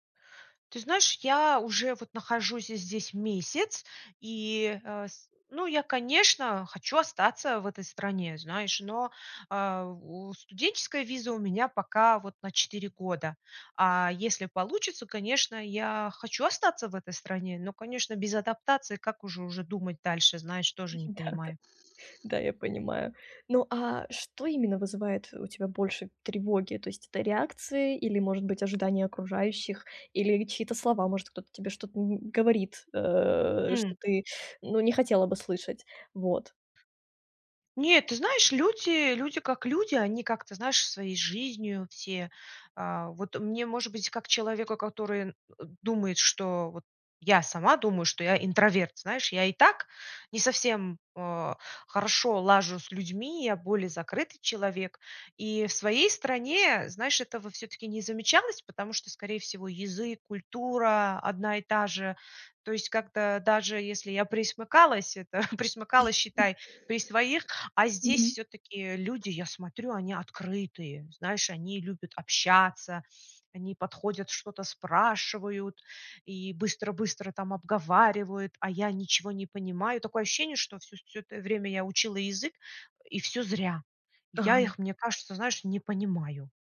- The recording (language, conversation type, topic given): Russian, advice, Как быстрее привыкнуть к новым нормам поведения после переезда в другую страну?
- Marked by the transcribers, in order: laughing while speaking: "Да-да"; other background noise; tapping; chuckle; other noise